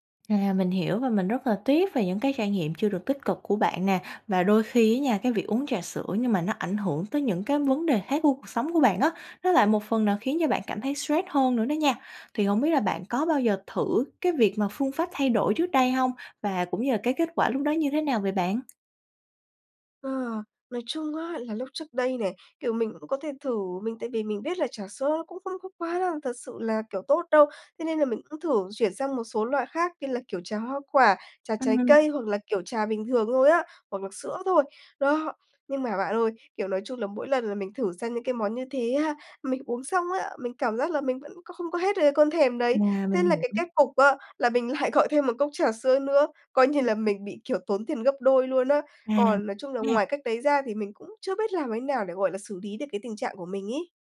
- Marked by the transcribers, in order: tapping; laughing while speaking: "lại"
- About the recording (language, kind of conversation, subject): Vietnamese, advice, Bạn có thường dùng rượu hoặc chất khác khi quá áp lực không?